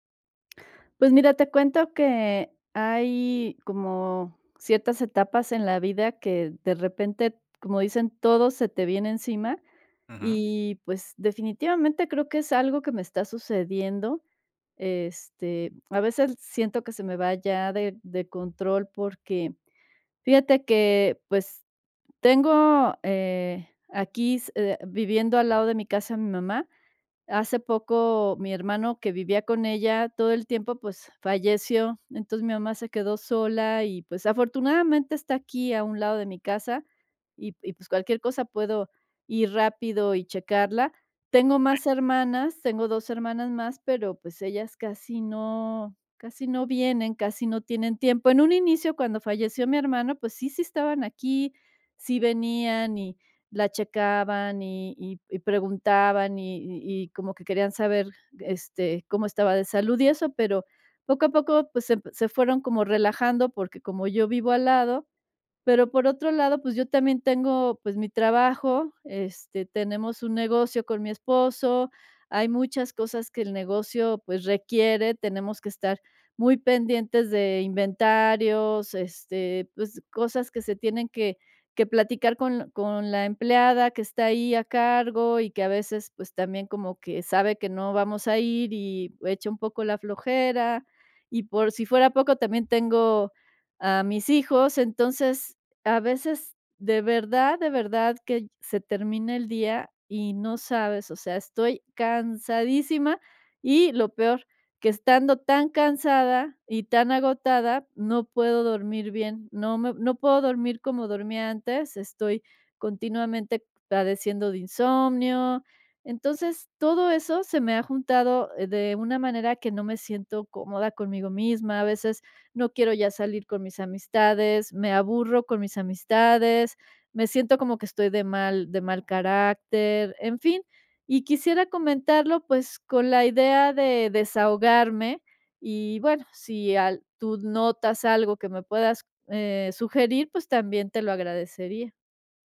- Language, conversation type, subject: Spanish, advice, ¿Cómo puedo manejar sentirme abrumado por muchas responsabilidades y no saber por dónde empezar?
- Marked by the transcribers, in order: other noise